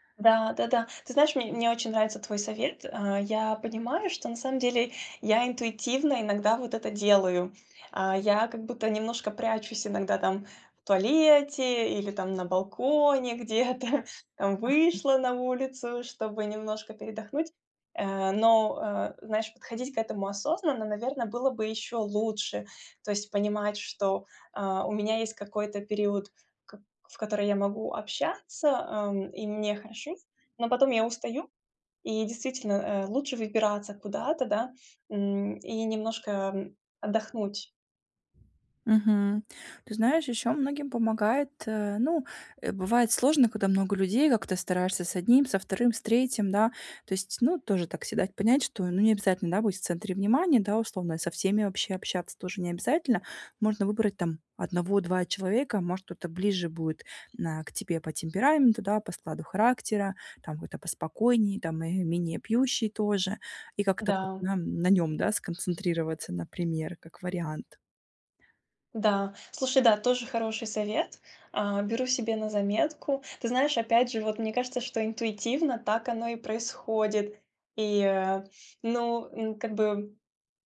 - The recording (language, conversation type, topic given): Russian, advice, Как справиться с давлением и дискомфортом на тусовках?
- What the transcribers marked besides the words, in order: other background noise